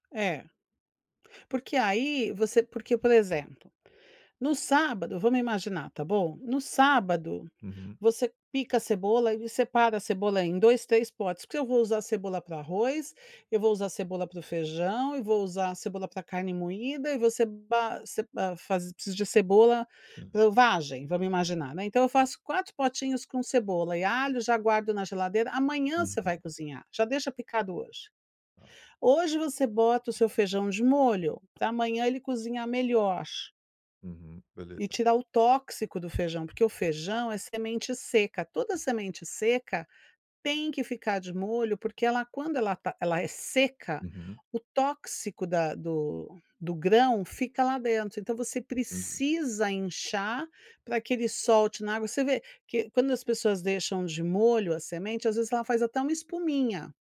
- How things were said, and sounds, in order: none
- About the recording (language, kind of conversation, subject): Portuguese, advice, Como posso me organizar melhor para cozinhar refeições saudáveis tendo pouco tempo?